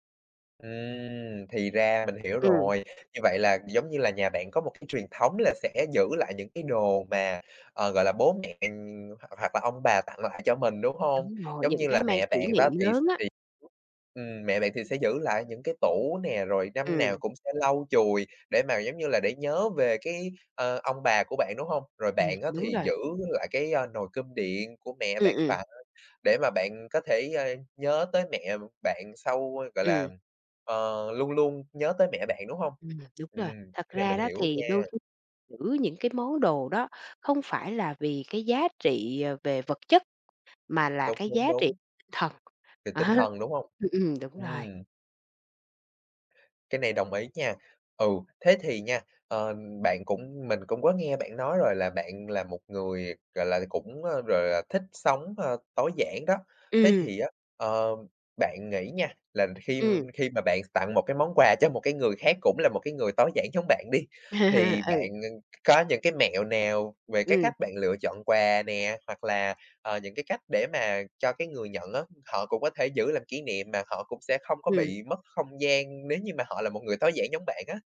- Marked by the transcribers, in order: other background noise; tapping; laughing while speaking: "đó"; "gọi" said as "ròi"; laughing while speaking: "một"; laugh
- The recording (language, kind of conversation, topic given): Vietnamese, podcast, Bạn xử lý đồ kỷ niệm như thế nào khi muốn sống tối giản?